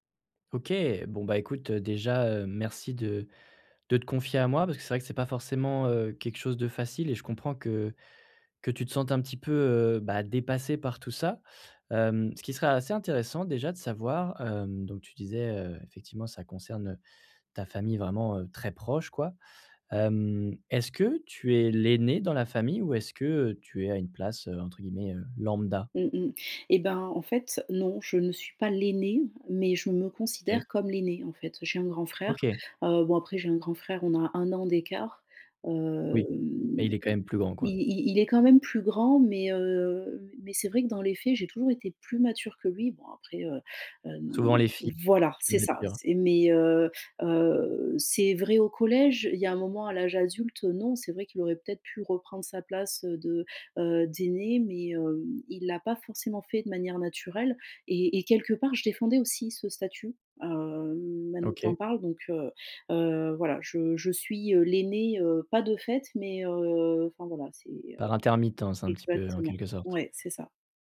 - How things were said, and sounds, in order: stressed: "très"; stressed: "l'aînée"; drawn out: "Hem"; tapping
- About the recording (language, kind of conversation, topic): French, advice, Comment communiquer mes besoins émotionnels à ma famille ?